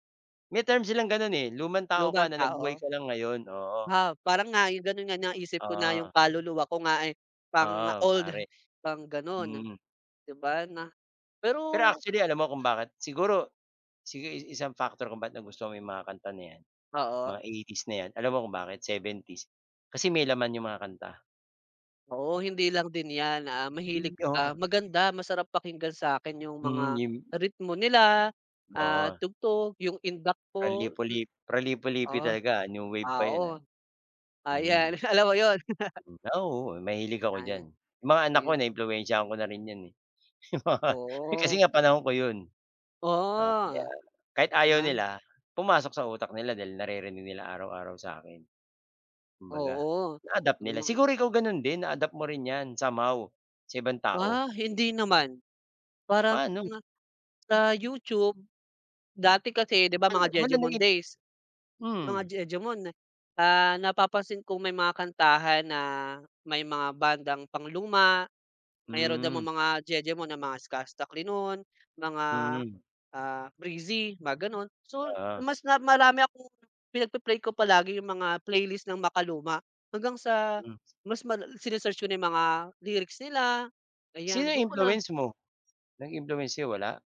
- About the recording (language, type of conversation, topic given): Filipino, unstructured, Paano ka nagpapahinga matapos ang mahirap na araw?
- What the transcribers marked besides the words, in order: other background noise; laugh; laugh